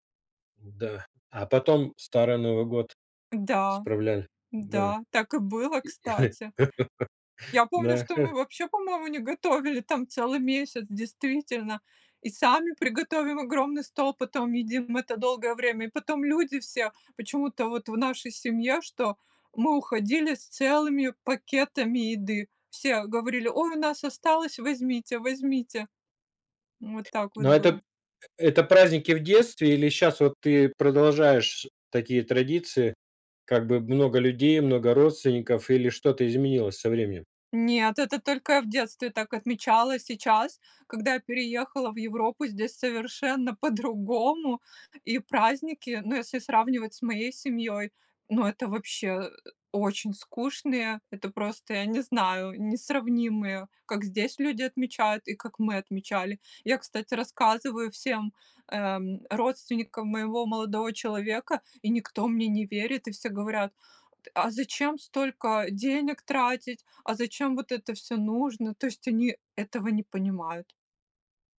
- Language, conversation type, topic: Russian, podcast, Как проходили семейные праздники в твоём детстве?
- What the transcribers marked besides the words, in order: laugh; chuckle; other background noise